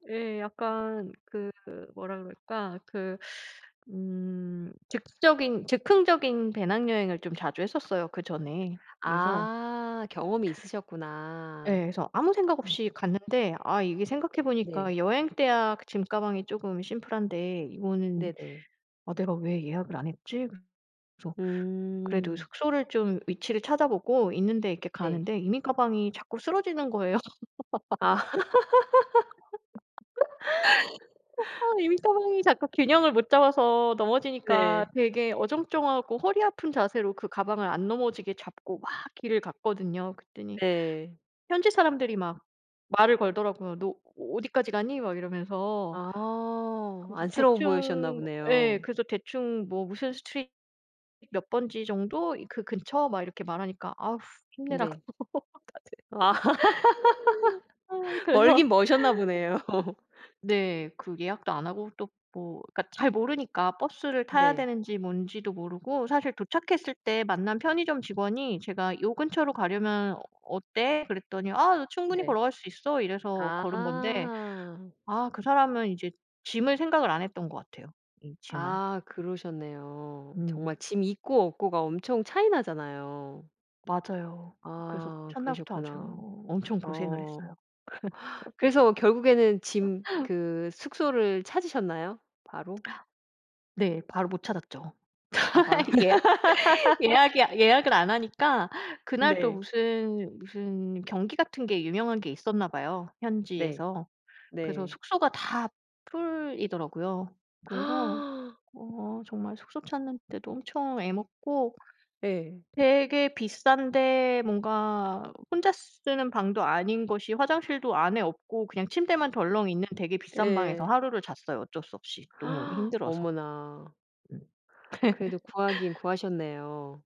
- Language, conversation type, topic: Korean, podcast, 용기를 냈던 경험을 하나 들려주실 수 있나요?
- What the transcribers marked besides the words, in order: tapping; other background noise; laugh; laughing while speaking: "아 이민가방이"; laugh; laugh; laughing while speaking: "다들 아우 그래서"; drawn out: "아"; laugh; laugh; laugh; gasp; gasp; laugh